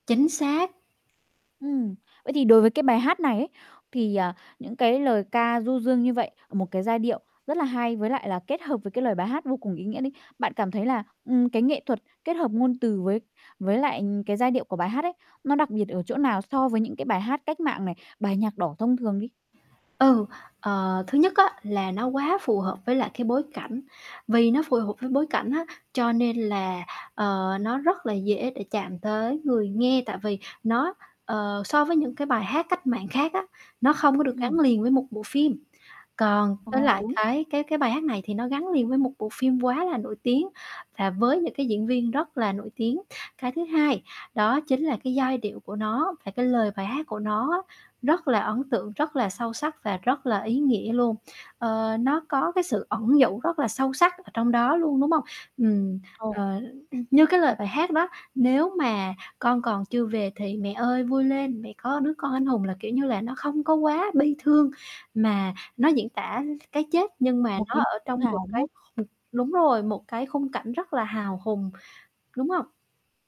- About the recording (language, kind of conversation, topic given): Vietnamese, podcast, Bài hát bạn yêu thích nhất hiện giờ là bài nào?
- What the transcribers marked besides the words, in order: static; mechanical hum; other background noise; distorted speech; tapping